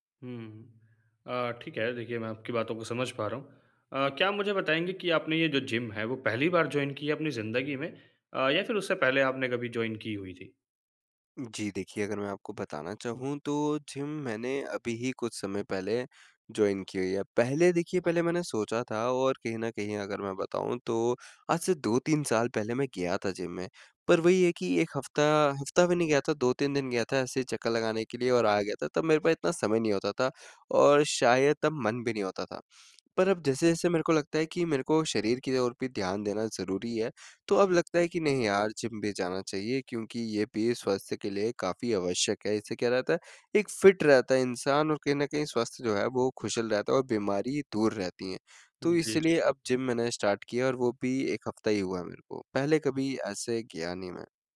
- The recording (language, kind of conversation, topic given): Hindi, advice, दिनचर्या में अचानक बदलाव को बेहतर तरीके से कैसे संभालूँ?
- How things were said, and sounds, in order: in English: "जॉइन"; in English: "जॉइन"; tapping; in English: "जॉइन"; other background noise; in English: "फिट"; "खुशहाल" said as "खुशहल"; in English: "स्टार्ट"